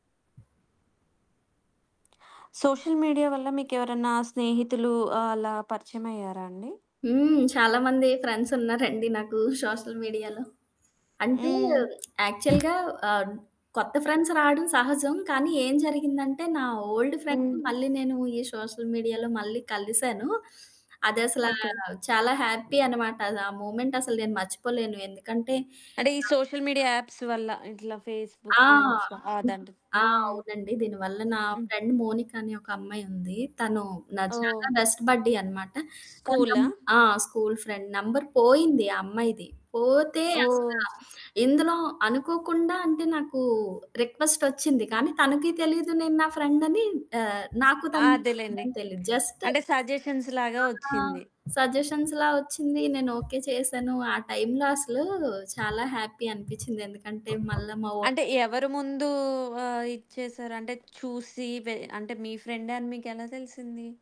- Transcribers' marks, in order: static; lip smack; in English: "సోషల్ మీడియా"; other background noise; in English: "సోషల్ మీడియాలో"; in English: "యాక్చువల్‌గా"; in English: "ఫ్రెండ్స్"; in English: "ఓల్డ్ ఫ్రెండ్‌ని"; in English: "సోషల్ మీడియాలో"; in English: "హ్యాపీ"; in English: "సోషల్ మీడియా యాప్స్"; in English: "ఫేస్బుక్"; in English: "ఫ్రెండ్"; in English: "బెస్ట్ బడ్డీ"; in English: "స్కూల్ ఫ్రెండ్. నంబర్"; in English: "సజెషన్స్‌లాగా"; in English: "జస్ట్"; in English: "సజెషన్స్‌లా"; in English: "హ్యాపీ"
- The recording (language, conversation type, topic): Telugu, podcast, సామాజిక మాధ్యమాలు స్నేహాలను ఎలా మార్చాయి?